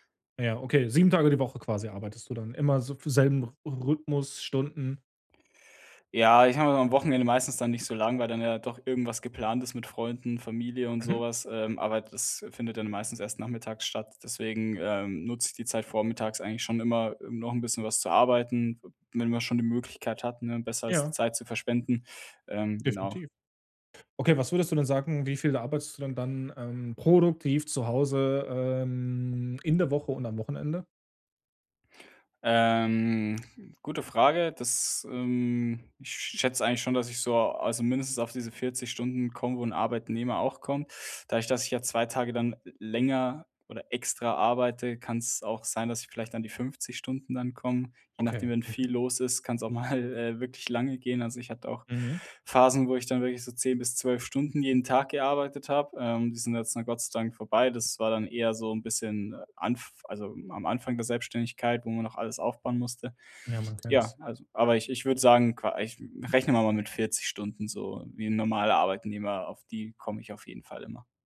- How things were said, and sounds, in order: laughing while speaking: "mal"
- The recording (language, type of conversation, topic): German, podcast, Wie startest du zu Hause produktiv in den Tag?